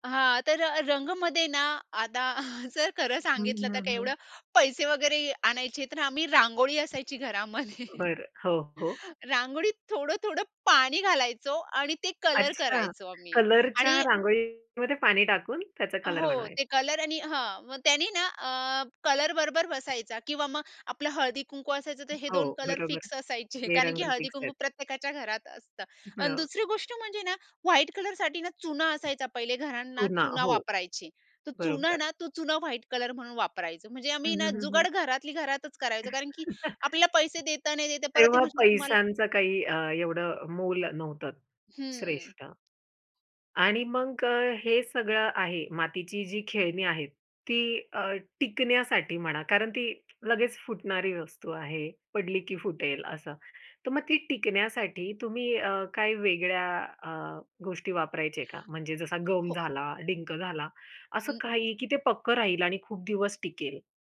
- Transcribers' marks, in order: chuckle; tapping; laughing while speaking: "घरामध्ये"; inhale; other background noise; laughing while speaking: "असायचे"; chuckle; tsk; in English: "गम"
- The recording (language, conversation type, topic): Marathi, podcast, लहानपणी तुम्ही स्वतःची खेळणी बनवली होती का?